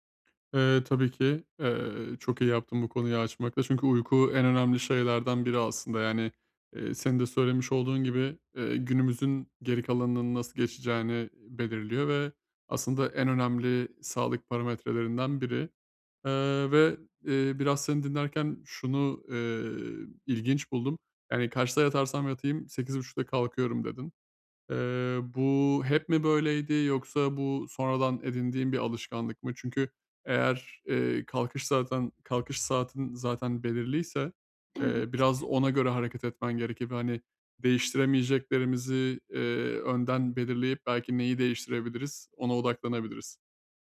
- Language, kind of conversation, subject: Turkish, advice, Düzenli bir uyku rutini nasıl oluşturup sabahları daha enerjik uyanabilirim?
- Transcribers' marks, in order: tapping; other background noise